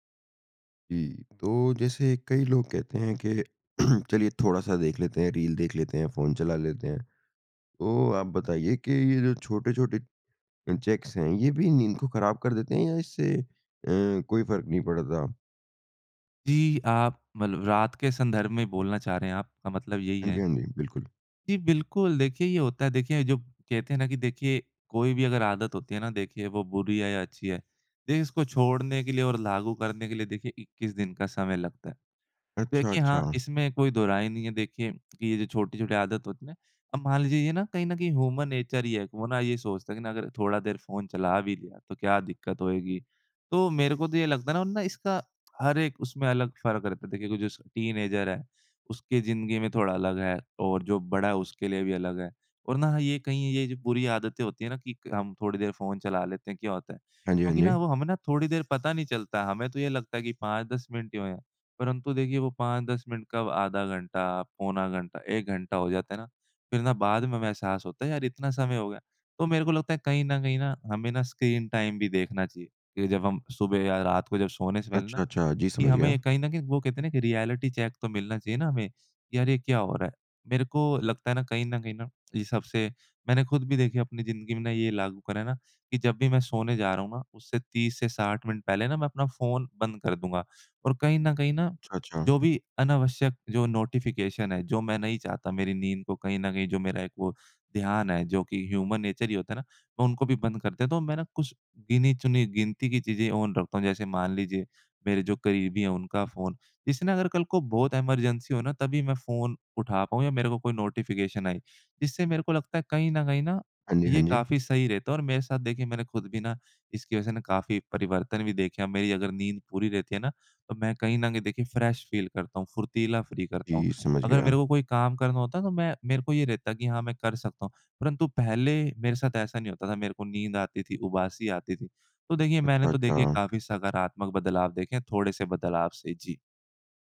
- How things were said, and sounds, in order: throat clearing; in English: "चेक्स"; other background noise; in English: "ह्यूमन नेचर"; in English: "टीनेजर"; in English: "टाइम"; in English: "रियलिटी चेक"; in English: "नोटिफ़िकेशन"; in English: "ह्यूमन नेचर"; in English: "ऑन"; in English: "इमरजेंसी"; in English: "नोटिफ़िकेशन"; in English: "फ्रेश फ़ील"; in English: "फ्री"
- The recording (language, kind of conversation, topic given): Hindi, podcast, रात को फोन इस्तेमाल करने का आपकी नींद पर क्या असर होता है?